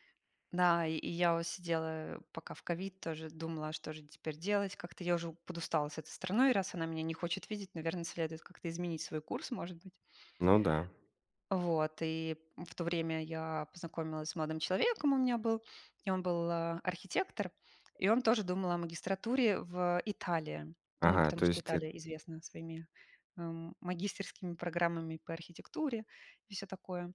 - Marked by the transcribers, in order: tapping; other background noise
- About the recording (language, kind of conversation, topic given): Russian, podcast, Что вы выбираете — стабильность или перемены — и почему?
- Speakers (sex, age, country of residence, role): female, 40-44, Italy, guest; male, 35-39, Estonia, host